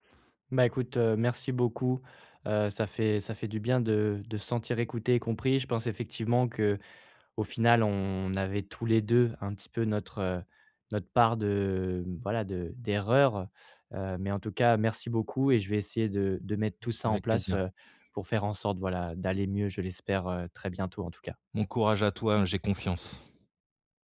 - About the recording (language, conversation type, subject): French, advice, Comment reconstruire ta vie quotidienne après la fin d’une longue relation ?
- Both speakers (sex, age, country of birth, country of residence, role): male, 25-29, France, France, user; male, 35-39, France, France, advisor
- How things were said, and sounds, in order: tapping